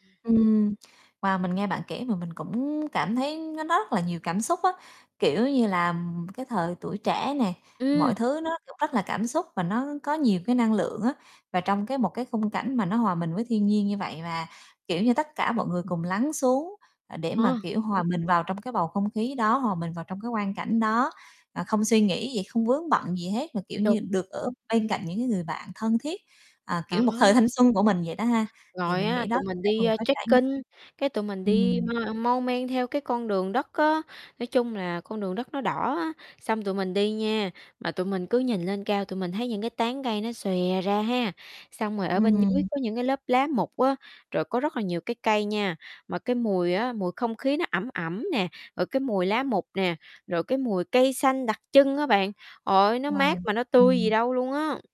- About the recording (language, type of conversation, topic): Vietnamese, podcast, Một chuyến đi rừng đã thay đổi bạn như thế nào?
- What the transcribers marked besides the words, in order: other background noise; distorted speech; tapping; in English: "trekking"